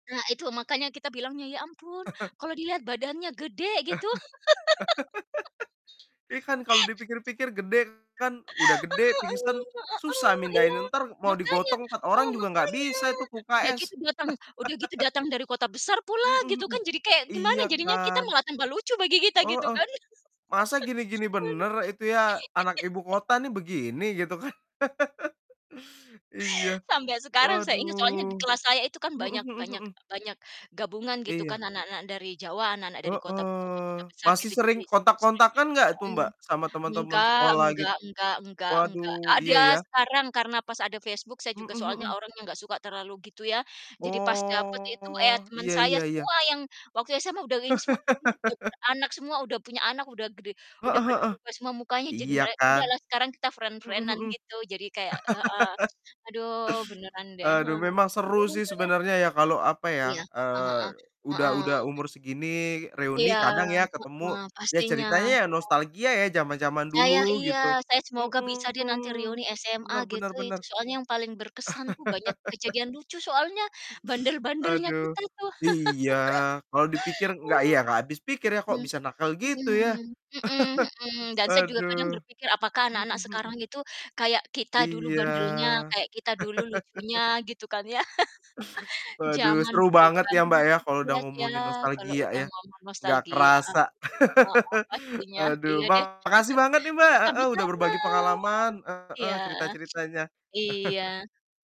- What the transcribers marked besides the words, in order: chuckle; laugh; distorted speech; laugh; mechanical hum; unintelligible speech; laugh; laugh; laughing while speaking: "Waduh"; laugh; laughing while speaking: "kan?"; laugh; laughing while speaking: "Ada"; drawn out: "Oh"; laugh; in English: "friend-friend-an"; laugh; unintelligible speech; laugh; laugh; chuckle; laugh; laugh; chuckle; laugh; chuckle; other background noise; chuckle
- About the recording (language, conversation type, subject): Indonesian, unstructured, Apa kenangan paling lucu yang kamu alami saat belajar di kelas?